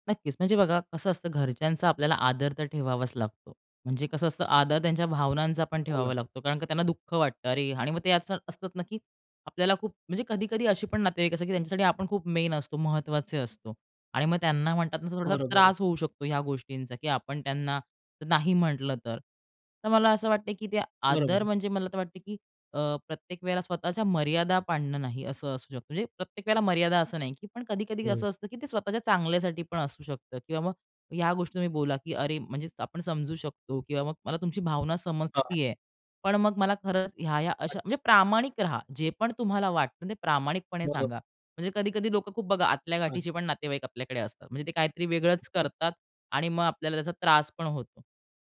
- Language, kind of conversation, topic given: Marathi, podcast, नातेवाईकांशी सभ्यपणे आणि ठामपणे ‘नाही’ कसे म्हणावे?
- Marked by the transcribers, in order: tapping; other background noise; other noise; in English: "मेन"